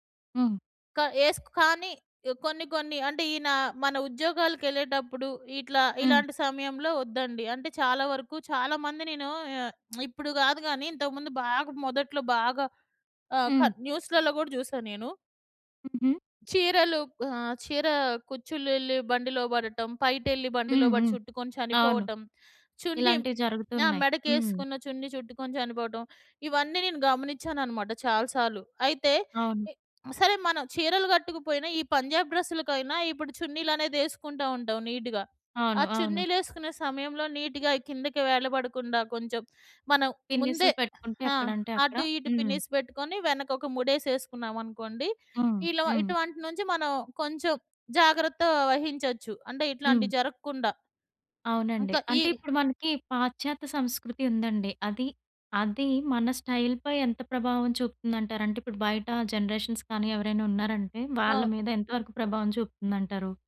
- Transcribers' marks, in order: lip smack; in English: "నీట్‌గా"; in English: "నీట్‌గా"; other background noise; in English: "స్టైల్"; in English: "జనరేషన్స్"
- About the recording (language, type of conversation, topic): Telugu, podcast, సంస్కృతి మీ స్టైల్‌పై ఎలా ప్రభావం చూపింది?
- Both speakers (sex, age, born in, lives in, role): female, 30-34, India, India, host; female, 40-44, India, India, guest